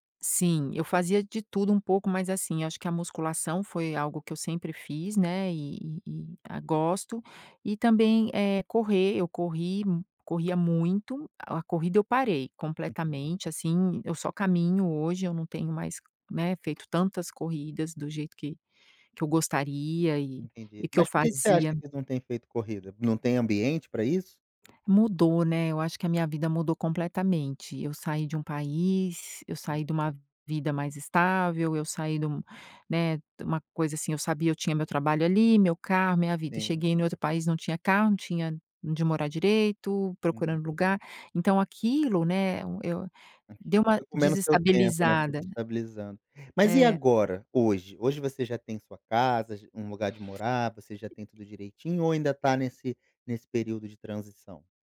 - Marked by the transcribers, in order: other background noise; tapping
- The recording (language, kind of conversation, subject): Portuguese, advice, Como posso lidar com recaídas frequentes em hábitos que quero mudar?